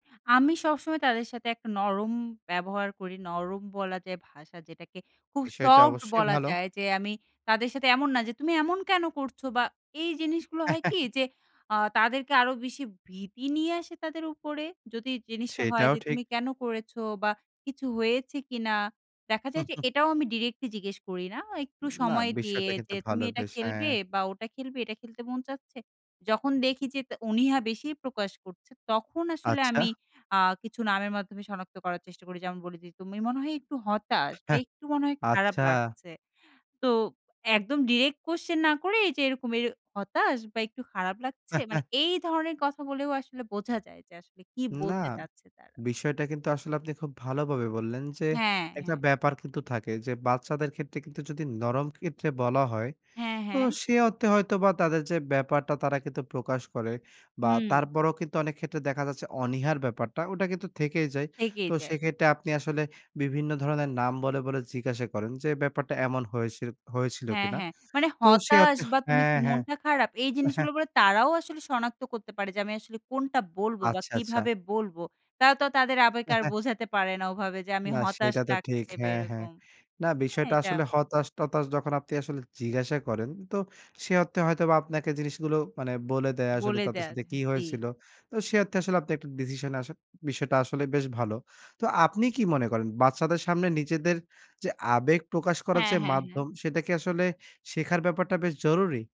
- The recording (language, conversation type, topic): Bengali, podcast, বাচ্চাদের আবেগ বুঝতে আপনি কীভাবে তাদের সঙ্গে কথা বলেন?
- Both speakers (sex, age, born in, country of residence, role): female, 25-29, Bangladesh, Bangladesh, guest; male, 25-29, Bangladesh, Bangladesh, host
- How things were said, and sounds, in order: laugh; chuckle; laugh; tapping; laugh; laugh